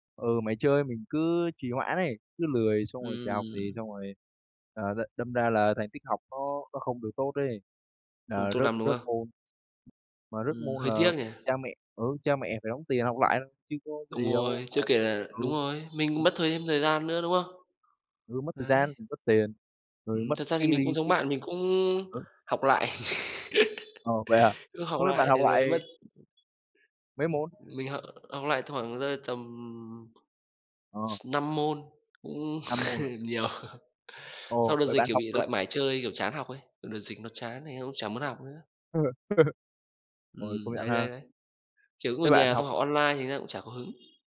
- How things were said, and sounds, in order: other noise; horn; other background noise; tapping; chuckle; chuckle; laughing while speaking: "nhiều"; laugh
- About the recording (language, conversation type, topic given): Vietnamese, unstructured, Bạn đã từng thất bại và học được điều gì từ đó?